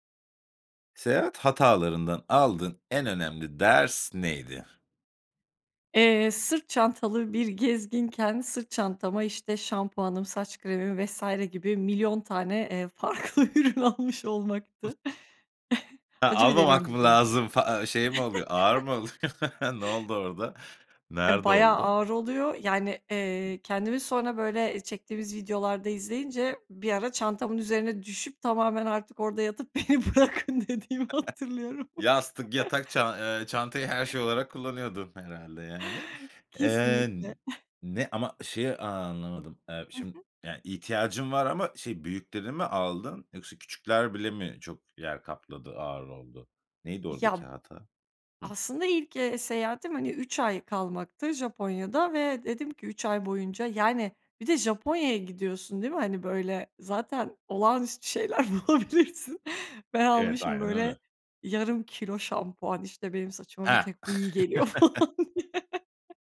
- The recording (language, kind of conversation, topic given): Turkish, podcast, Seyahat sırasında yaptığın hatalardan çıkardığın en önemli ders neydi?
- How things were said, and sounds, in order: laughing while speaking: "farklı ürün almış"; other noise; chuckle; chuckle; laughing while speaking: "oluyor"; chuckle; laughing while speaking: "Beni bırakın. dediğimi hatırlıyorum"; chuckle; chuckle; laughing while speaking: "şeyler bulabilirsin"; laugh; laughing while speaking: "falan diye"; laugh